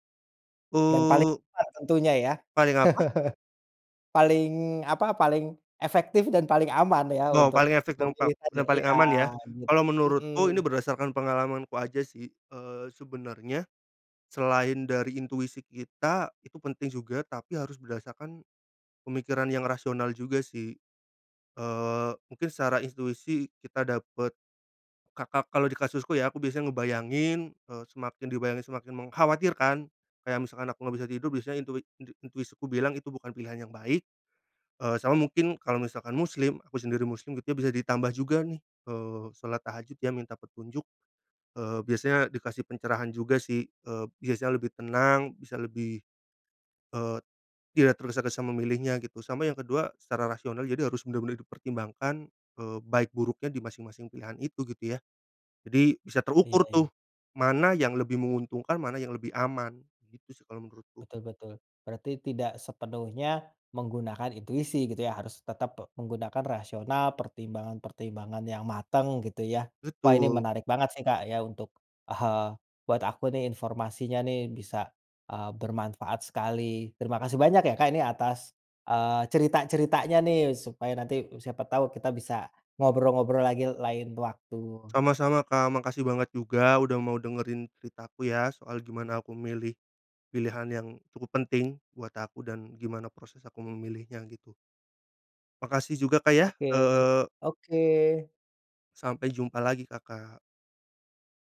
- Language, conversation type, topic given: Indonesian, podcast, Bagaimana kamu menggunakan intuisi untuk memilih karier atau menentukan arah hidup?
- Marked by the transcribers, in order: chuckle; tapping